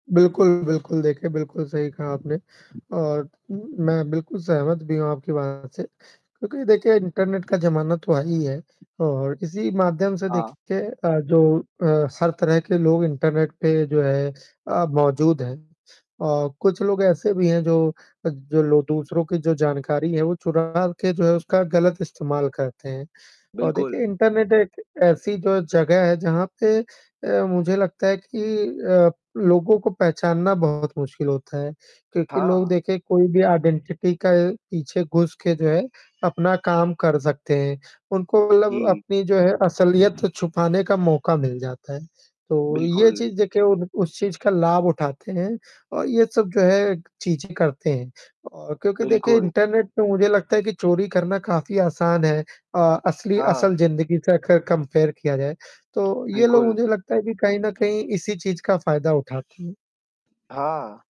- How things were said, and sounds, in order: distorted speech; static; in English: "आइडेंटिटी"; other background noise; in English: "कंपेयर"
- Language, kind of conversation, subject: Hindi, unstructured, क्या हमें ऑनलाइन अपनी निजी जानकारी साझा करना बंद कर देना चाहिए?